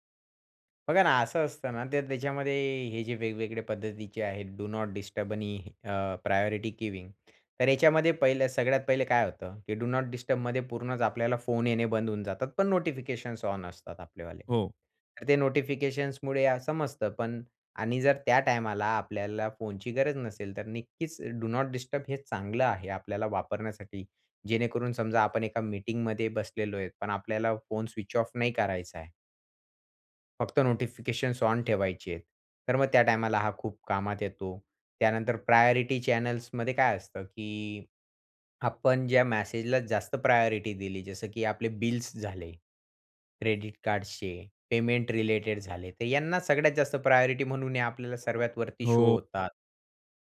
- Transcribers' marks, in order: in English: "प्रायोरिटी गिविंग"; tapping; in English: "प्रायोरिटी चॅनल्समध्ये"; in English: "प्रायोरिटी"; in English: "प्रायोरिटी"; in English: "शो"
- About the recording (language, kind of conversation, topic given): Marathi, podcast, सूचना